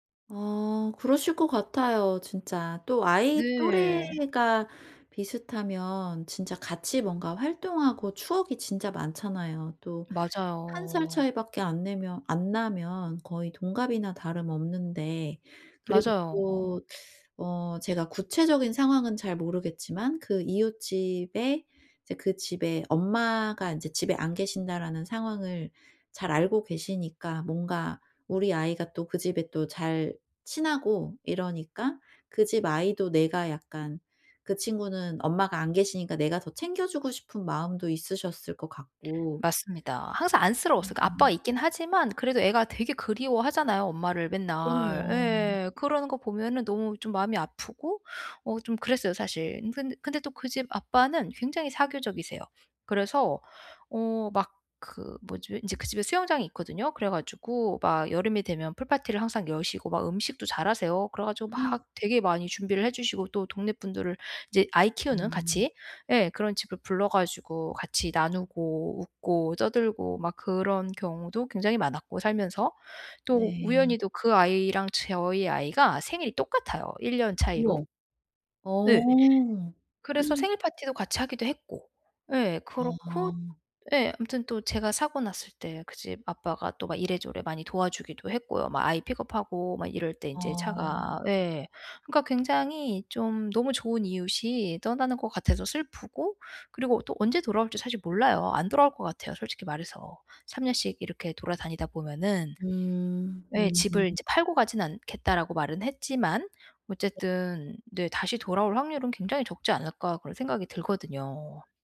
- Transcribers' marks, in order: teeth sucking; gasp; gasp
- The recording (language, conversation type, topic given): Korean, advice, 떠나기 전에 작별 인사와 감정 정리는 어떻게 준비하면 좋을까요?